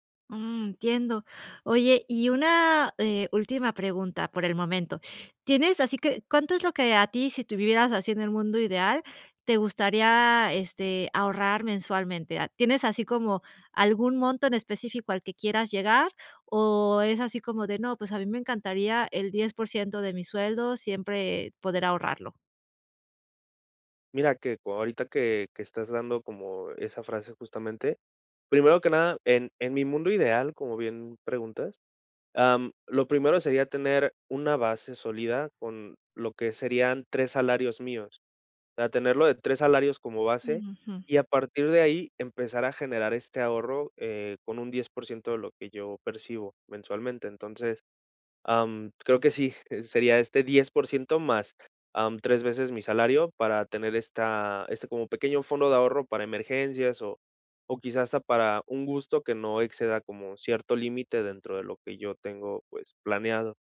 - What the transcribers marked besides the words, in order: other background noise
- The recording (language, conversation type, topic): Spanish, advice, ¿Por qué no logro ahorrar nada aunque reduzco gastos?